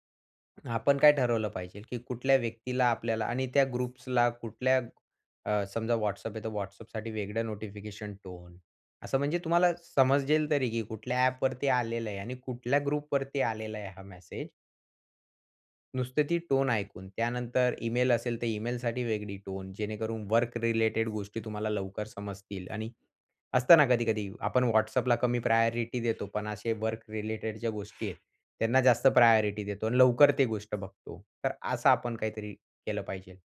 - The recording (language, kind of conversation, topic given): Marathi, podcast, सूचना
- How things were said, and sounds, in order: other background noise; in English: "प्रायोरिटी"; in English: "प्रायोरिटी"